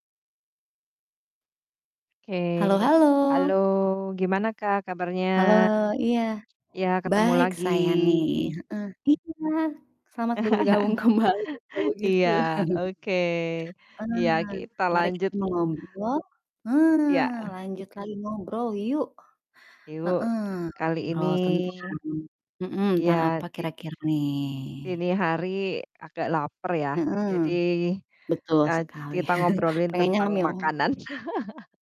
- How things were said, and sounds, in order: other background noise; drawn out: "lagi"; distorted speech; laugh; laughing while speaking: "kembali"; chuckle; chuckle; laugh
- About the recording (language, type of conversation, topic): Indonesian, unstructured, Bagaimana Anda memutuskan antara memasak di rumah dan makan di luar?